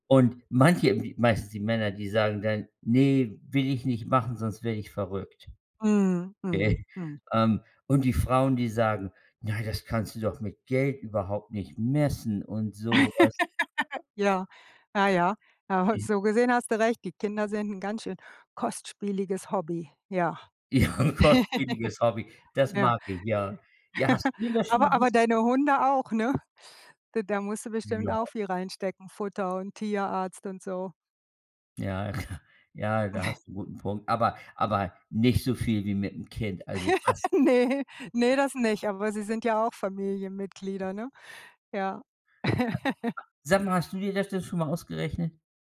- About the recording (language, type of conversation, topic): German, unstructured, Was bedeutet Erfolg für dich persönlich?
- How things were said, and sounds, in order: laugh; laugh; laughing while speaking: "Ja"; laugh; giggle; laughing while speaking: "ja"; chuckle; laugh; laughing while speaking: "Ne"; unintelligible speech; laugh